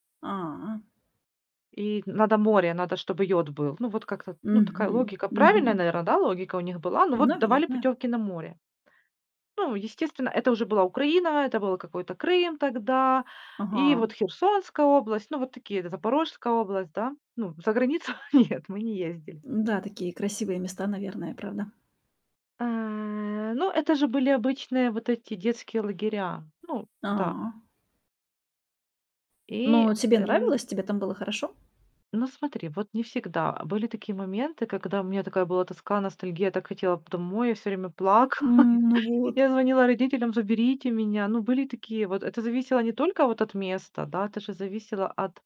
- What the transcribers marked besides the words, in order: static; laughing while speaking: "нет"; laughing while speaking: "плакала"
- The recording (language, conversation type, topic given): Russian, podcast, Какая песня вызывает у тебя ностальгию?